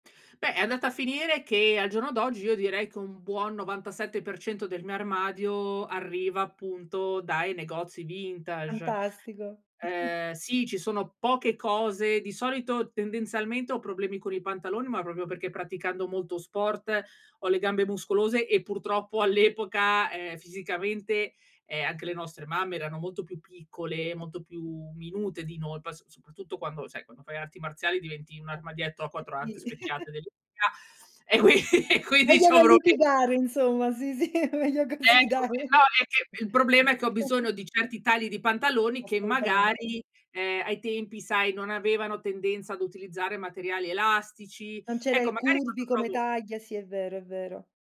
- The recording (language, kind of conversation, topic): Italian, podcast, Che importanza dai alla sostenibilità nei tuoi acquisti?
- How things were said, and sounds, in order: chuckle; chuckle; tapping; other background noise; chuckle; unintelligible speech; laughing while speaking: "e quin e quindi c'ho proble"; chuckle; laughing while speaking: "meglio così dai"; chuckle